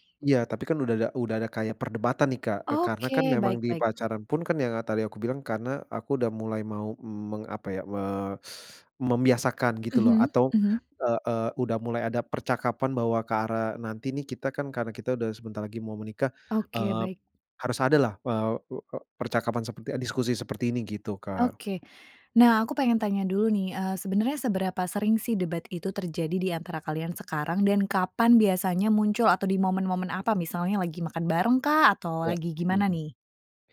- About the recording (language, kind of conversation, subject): Indonesian, advice, Bagaimana cara membicarakan dan menyepakati pengeluaran agar saya dan pasangan tidak sering berdebat?
- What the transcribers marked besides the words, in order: teeth sucking; chuckle